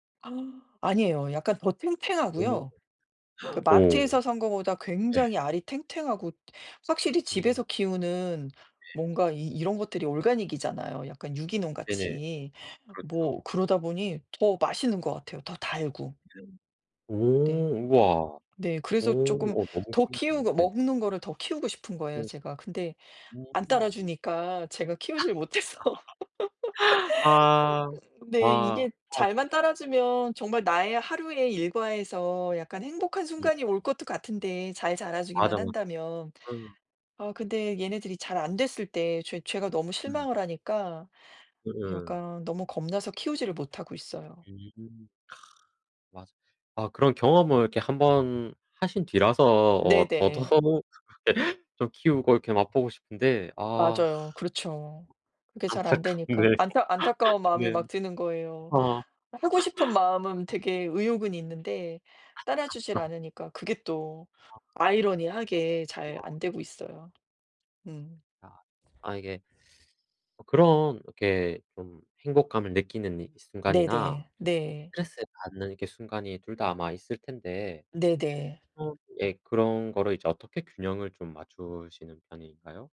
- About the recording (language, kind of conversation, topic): Korean, unstructured, 하루 중 가장 행복한 순간은 언제인가요?
- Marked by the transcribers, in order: in English: "organic이잖아요"; tapping; unintelligible speech; other noise; other background noise; laugh; laughing while speaking: "못해서"; laugh; unintelligible speech; unintelligible speech; laugh; laughing while speaking: "안타깝네요"; laugh; laugh